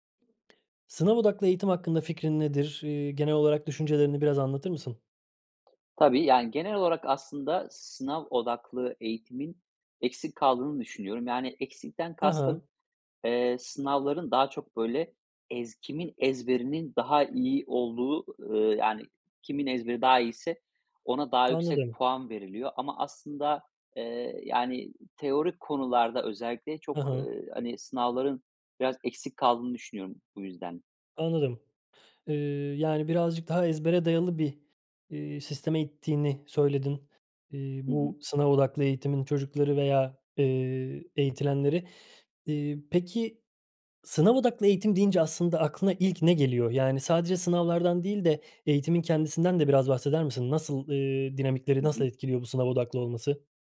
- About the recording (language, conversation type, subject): Turkish, podcast, Sınav odaklı eğitim hakkında ne düşünüyorsun?
- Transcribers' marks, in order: other background noise; tapping